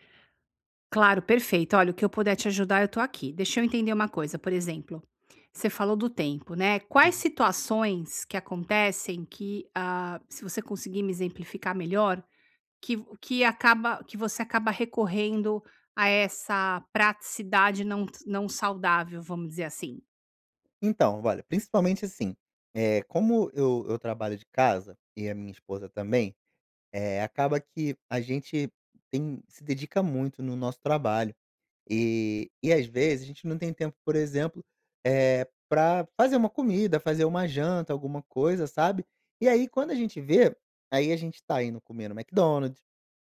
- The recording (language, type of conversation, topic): Portuguese, advice, Como equilibrar a praticidade dos alimentos industrializados com a minha saúde no dia a dia?
- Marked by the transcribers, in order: none